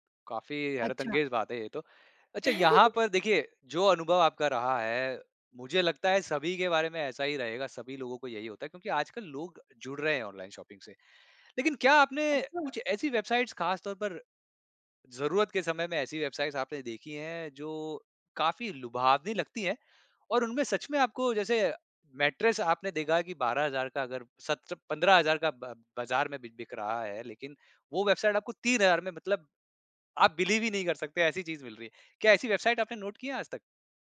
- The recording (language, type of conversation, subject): Hindi, podcast, ऑनलाइन खरीदारी का आपका सबसे यादगार अनुभव क्या रहा?
- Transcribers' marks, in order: chuckle; in English: "शॉपिंग"; in English: "वेबसाइट्स"; in English: "वेबसाइट्स"; in English: "मैट्रेस"; in English: "बिलीव"; in English: "नोट"